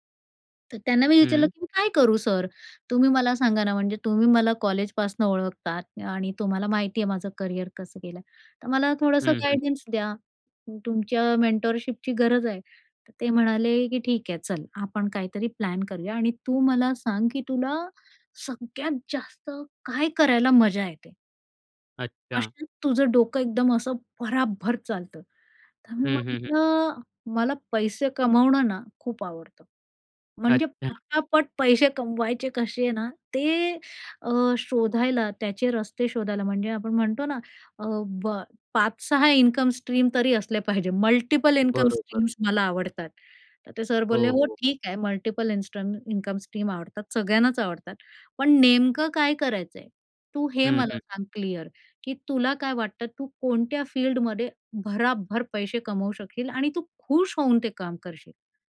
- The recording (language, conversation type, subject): Marathi, podcast, करिअर बदलताना तुला सगळ्यात मोठी भीती कोणती वाटते?
- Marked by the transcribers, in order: stressed: "भराभर"; in English: "इन्कम स्ट्रीम"; in English: "मल्टीपल इनकम स्ट्रीम्स"; other background noise; in English: "मल्टीपल इंस्ट्रक स्ट्रीम"; "इन्कम" said as "इंस्ट्रक"